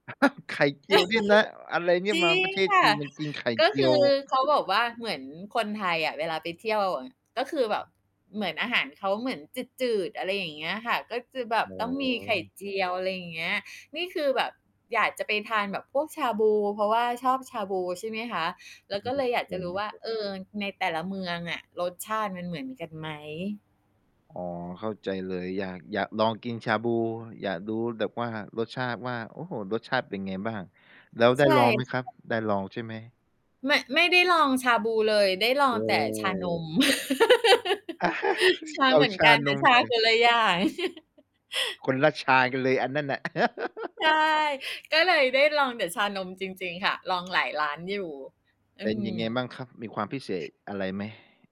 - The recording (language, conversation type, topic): Thai, podcast, สถานที่ไหนที่ทำให้คุณอยากสำรวจต่อไปเรื่อยๆ?
- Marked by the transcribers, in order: laughing while speaking: "อ้าว"; static; chuckle; chuckle; distorted speech; other background noise; unintelligible speech; laugh; chuckle; chuckle; giggle